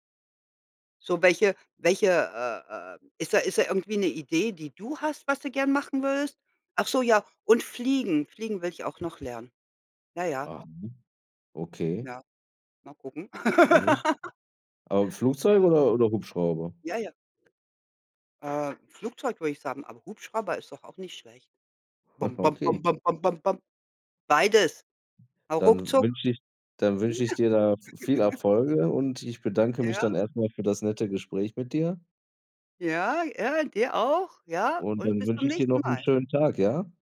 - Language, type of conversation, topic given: German, unstructured, Was bedeutet für dich ein gutes Leben?
- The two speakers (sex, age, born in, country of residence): female, 55-59, Germany, United States; male, 35-39, Germany, Germany
- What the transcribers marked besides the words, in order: other background noise; laugh; laughing while speaking: "Ah"; unintelligible speech; laugh